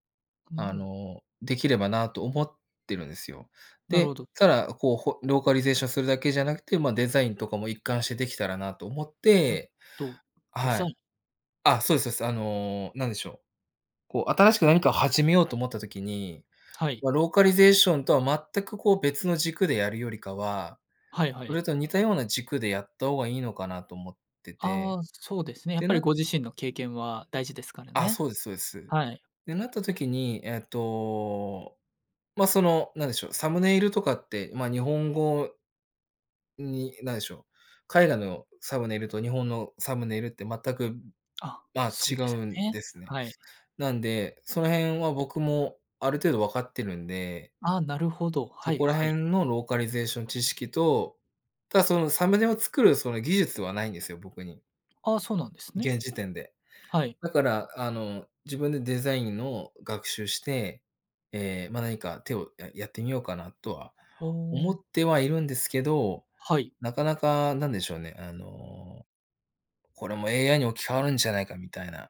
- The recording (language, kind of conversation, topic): Japanese, advice, 失敗が怖くて完璧を求めすぎてしまい、行動できないのはどうすれば改善できますか？
- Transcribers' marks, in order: none